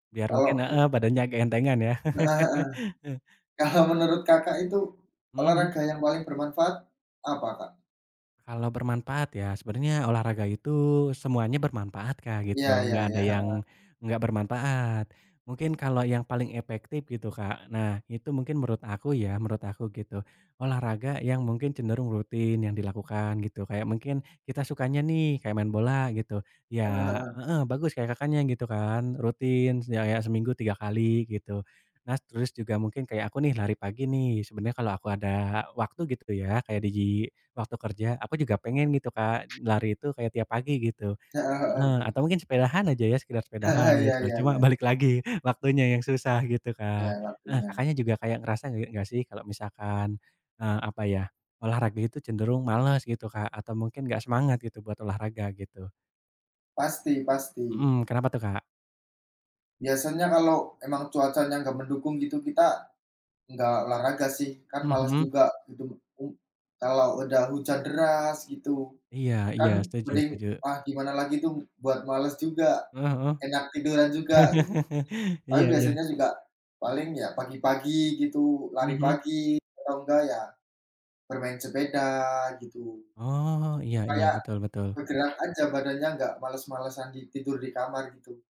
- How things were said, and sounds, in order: other background noise; laugh; laugh
- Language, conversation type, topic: Indonesian, unstructured, Apa manfaat terbesar yang kamu rasakan dari berolahraga?